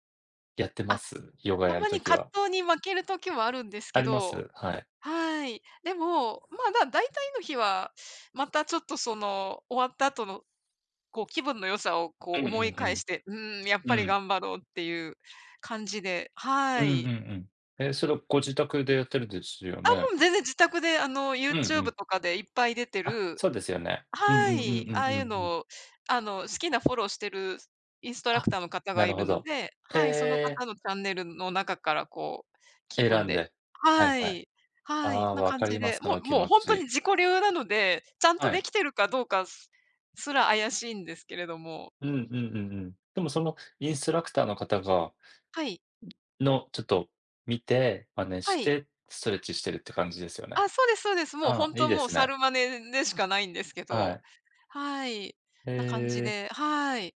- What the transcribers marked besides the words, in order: other background noise; tapping; other noise
- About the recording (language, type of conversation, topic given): Japanese, unstructured, 体を動かすことの楽しさは何だと思いますか？